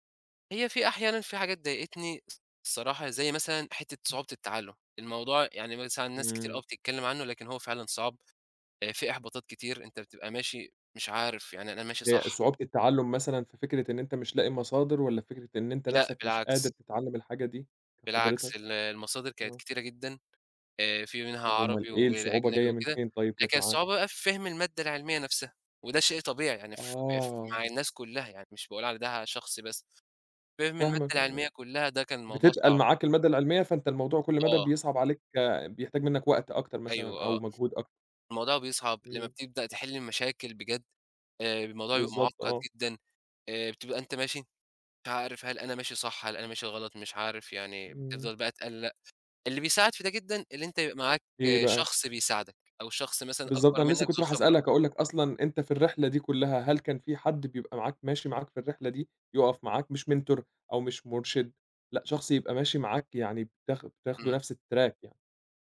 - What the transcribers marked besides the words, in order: other background noise; in English: "mentor"; in English: "الtrack"
- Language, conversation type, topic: Arabic, podcast, إيه أكتر حاجة بتفرّحك لما تتعلّم حاجة جديدة؟
- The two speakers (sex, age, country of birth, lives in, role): male, 20-24, Egypt, Egypt, guest; male, 25-29, Egypt, Egypt, host